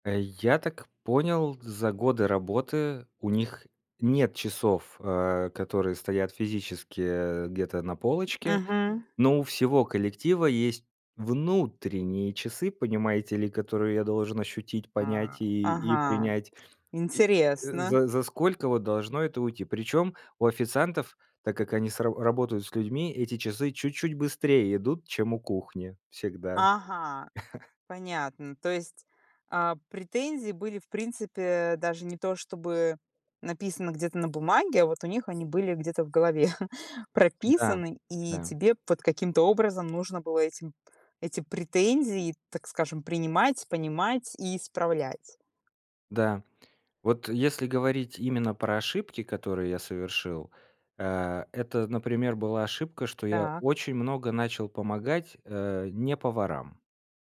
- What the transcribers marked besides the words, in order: tapping; laugh; other background noise; chuckle
- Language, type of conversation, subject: Russian, podcast, Какие ошибки ты совершил(а) при смене работы, ну честно?